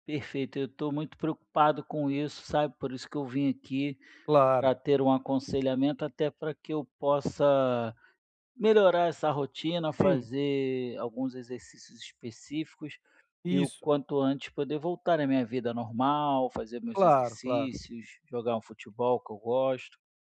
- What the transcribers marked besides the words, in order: none
- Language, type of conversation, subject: Portuguese, advice, Que exercícios rápidos podem melhorar a mobilidade para quem fica muito tempo sentado?